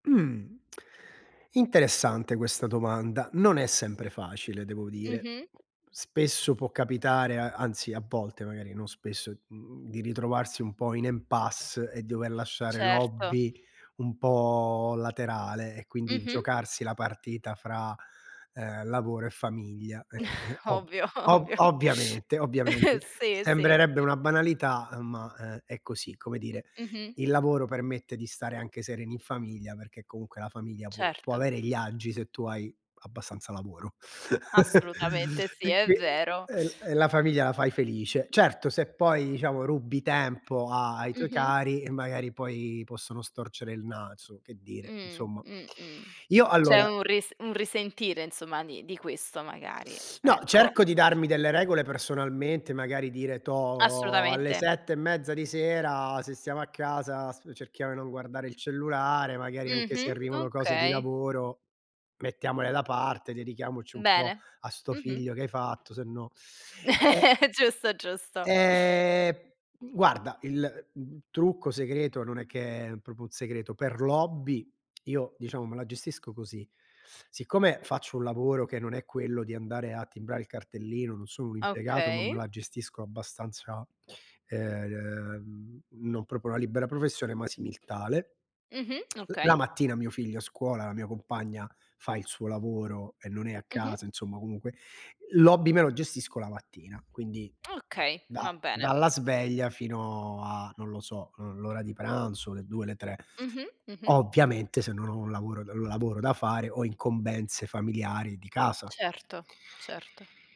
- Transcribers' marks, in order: other background noise; in French: "impasse"; chuckle; laughing while speaking: "ovvio"; chuckle; chuckle; chuckle; drawn out: "Ehm"; "proprio" said as "propo"; tapping; "proprio" said as "propio"
- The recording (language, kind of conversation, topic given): Italian, podcast, Come riesci a bilanciare i tuoi hobby con il lavoro e la famiglia?